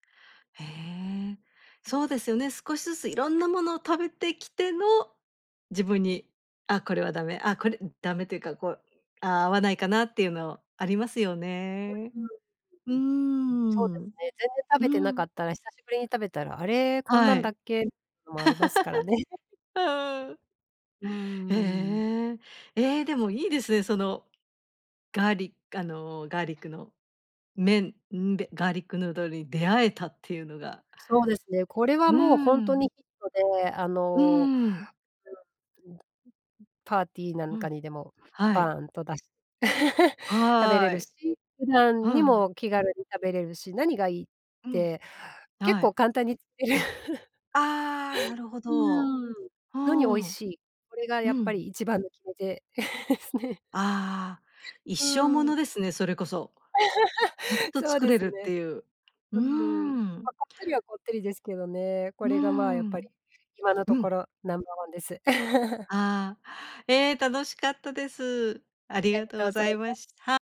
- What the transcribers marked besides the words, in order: other noise; unintelligible speech; laugh; unintelligible speech; laugh; laugh; laugh; laughing while speaking: "すね"; laugh; laugh
- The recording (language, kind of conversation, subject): Japanese, podcast, 思い出に残っている料理や食事のエピソードはありますか？